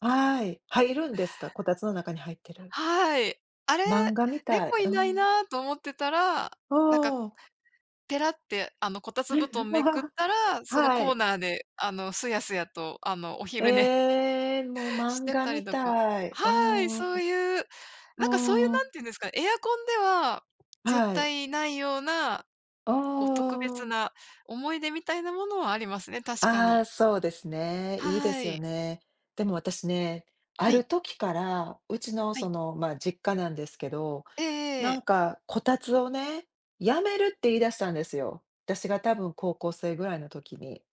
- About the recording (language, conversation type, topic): Japanese, unstructured, 冬の暖房にはエアコンとこたつのどちらが良いですか？
- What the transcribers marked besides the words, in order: laughing while speaking: "お昼寝してたりとか"